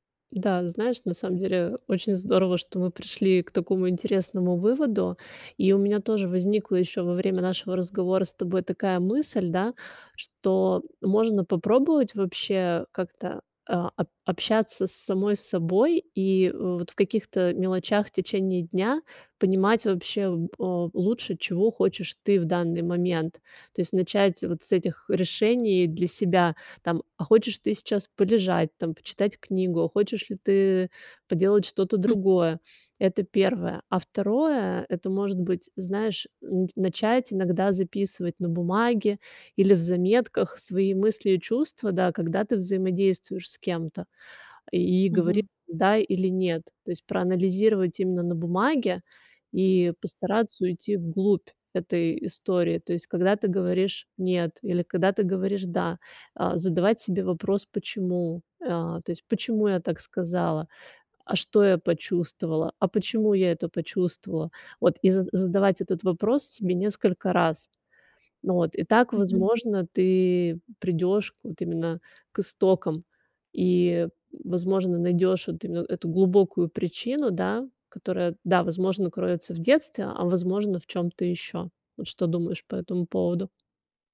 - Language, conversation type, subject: Russian, advice, Почему мне трудно говорить «нет» из-за желания угодить другим?
- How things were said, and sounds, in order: tapping